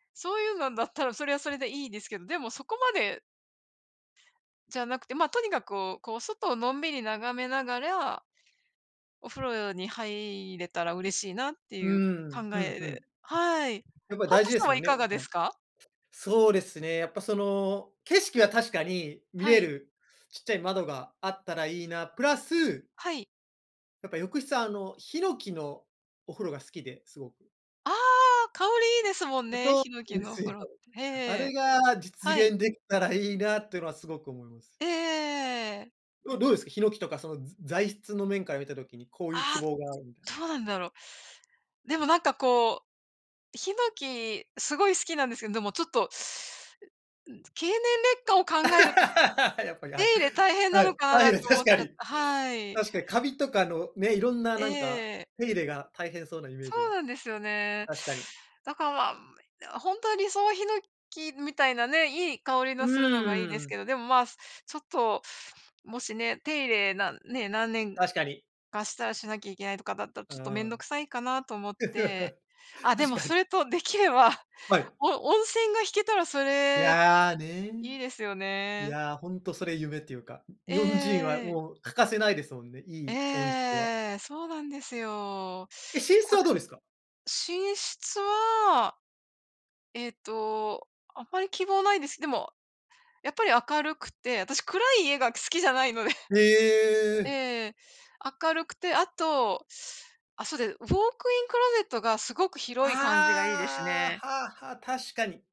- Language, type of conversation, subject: Japanese, unstructured, あなたの理想的な住まいの環境はどんな感じですか？
- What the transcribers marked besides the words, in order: other noise; laugh; laugh